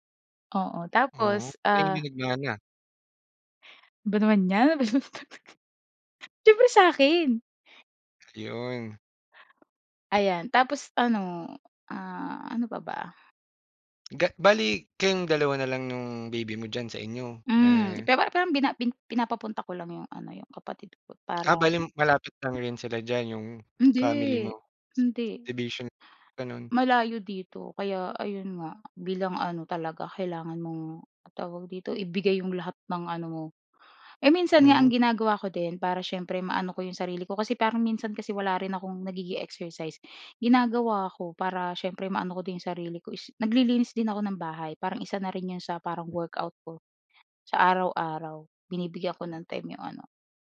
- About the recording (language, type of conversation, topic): Filipino, podcast, Ano ang ginagawa mo para alagaan ang sarili mo kapag sobrang abala ka?
- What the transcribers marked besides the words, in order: laugh; other background noise; tapping